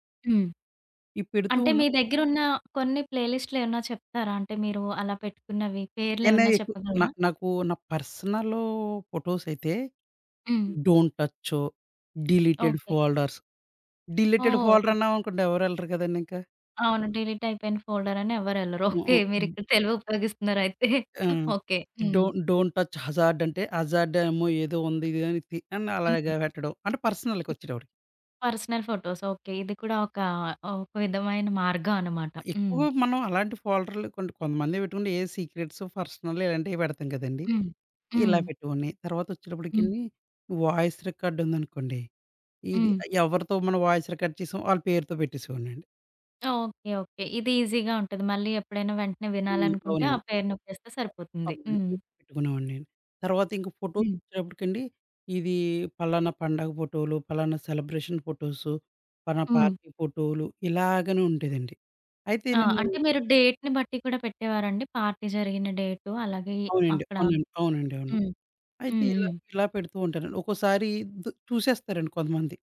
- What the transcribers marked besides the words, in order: in English: "డోంట్"; in English: "డిలీటెడ్ ఫోల్డర్స్. డిలీటెడ్"; in English: "డిలీట్"; in English: "ఫోల్డర్"; laughing while speaking: "ఓకె మీరిక్కడ తెలువి ఉపయోగిస్తున్నారయితే"; in English: "డోంట్, డోంట్ టచ్ హజార్డ్"; in English: "హజార్డ్"; in English: "పర్సనల్‌కి"; in English: "పర్సనల్ ఫోటోస్"; in English: "సీక్రెట్స్, పర్సనల్"; in English: "వాయిస్ రికార్డ్"; in English: "వాయిస్ రికార్డ్"; in English: "ఈజిగా"; in English: "ఫోటోస్"; in English: "సెలబ్రేషన్ ఫోటోస్"; in English: "పార్టీ"; in English: "డేట్‌ని"; in English: "పార్టీ"
- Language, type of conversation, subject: Telugu, podcast, ప్లేలిస్టుకు పేరు పెట్టేటప్పుడు మీరు ఏ పద్ధతిని అనుసరిస్తారు?